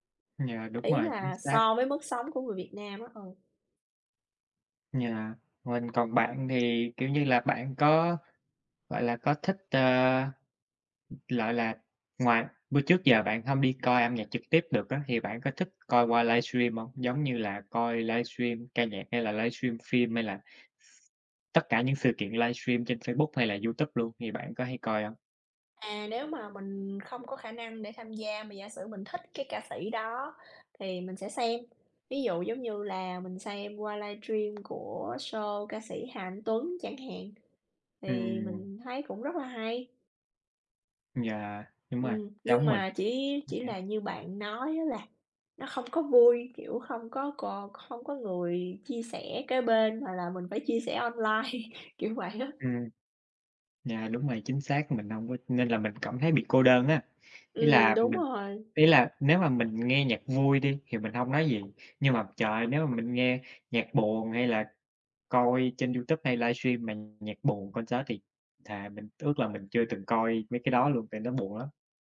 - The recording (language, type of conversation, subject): Vietnamese, unstructured, Bạn thích đi dự buổi biểu diễn âm nhạc trực tiếp hay xem phát trực tiếp hơn?
- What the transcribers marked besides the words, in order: tapping; other background noise; unintelligible speech; laugh; laughing while speaking: "kiểu vậy á"; in English: "concert"